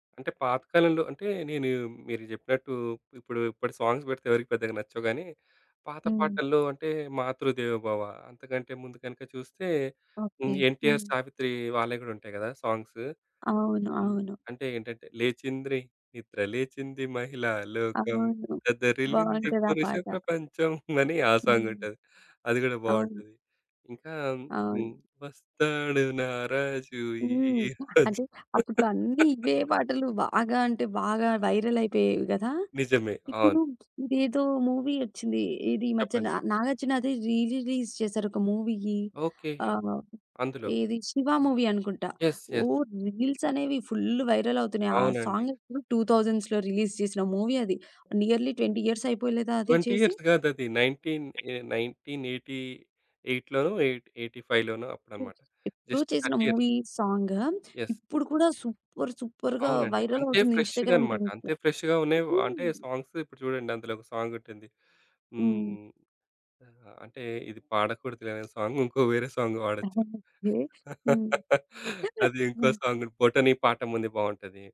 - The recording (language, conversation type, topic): Telugu, podcast, సినిమా పాటల్లో నీకు అత్యంత నచ్చిన పాట ఏది?
- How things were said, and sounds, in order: other background noise; in English: "సాంగ్స్"; in English: "సాంగ్స్"; giggle; singing: "లేచింద్రి నిద్ర లేచింది మహిళా లోకం దదరిల్లింది పురుష ప్రపంచం"; in English: "సాంగ్"; singing: "వస్తాడు నారాజు ఈ రోజు"; laugh; in English: "వైరల్"; in English: "మూవీ"; in English: "రీ రిలీజ్"; in English: "మూవీ"; in English: "మూవీ"; in English: "రీల్స్"; in English: "ఫుల్ వైరల్"; in English: "యెస్! యెస్!"; in English: "సాంగ్ టూ థౌసండ్స్‌లో రిలీజ్"; in English: "మూవీ"; in English: "నియర్లీ ట్వెంటీ ఇయర్స్"; in English: "ట్వెంటీ ఇయర్స్"; in English: "నైన్టీన్"; in English: "నైన్టీన్ ఎయిటీ ఎయిట్‌లోనో, ఎయిట్ ఎయిటీ ఫైవ్‌లోనో"; in English: "జస్ట్ థర్టీ ఇయర్స్"; in English: "మూవీ సాంగ్"; in English: "యెస్!"; in English: "సూపర్ సూపర్‌గా వైరల్"; in English: "ఫ్రెష్‌గా"; in English: "ఇన్‌స్టాగ్రామ్ రీల్స్‌లో"; in English: "ఫ్రెష్‌గా"; in English: "సాంగ్స్"; in English: "సాంగ్"; in English: "సాంగ్"; giggle; in English: "సాంగ్"; laugh